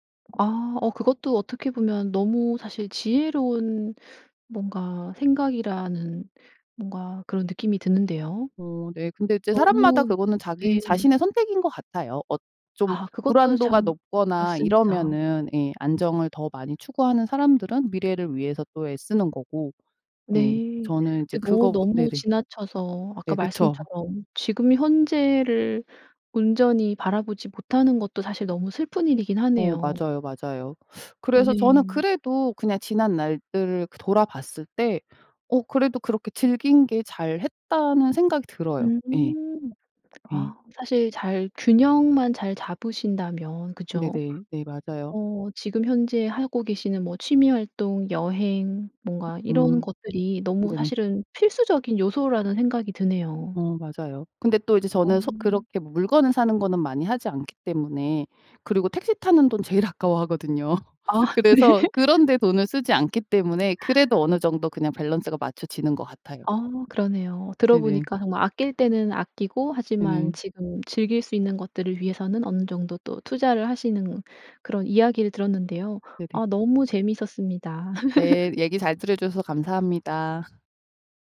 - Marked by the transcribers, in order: other background noise; tapping; laughing while speaking: "아까워하거든요"; laughing while speaking: "네"; laugh
- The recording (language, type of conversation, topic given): Korean, podcast, 돈을 어디에 먼저 써야 할지 우선순위는 어떻게 정하나요?